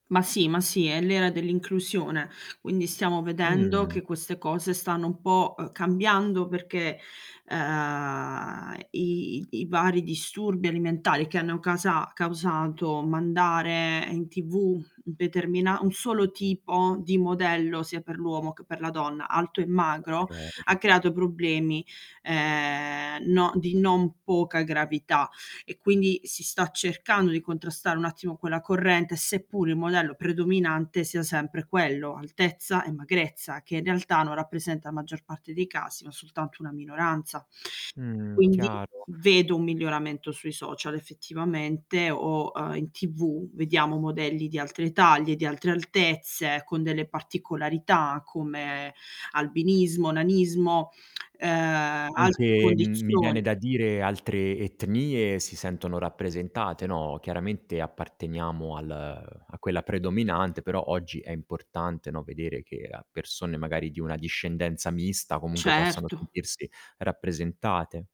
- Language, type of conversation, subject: Italian, podcast, Come influisce la pubblicità sui modelli di bellezza oggi?
- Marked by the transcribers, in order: static; drawn out: "ehm"; distorted speech; drawn out: "ehm"; stressed: "modello predominante"; drawn out: "ehm"; other background noise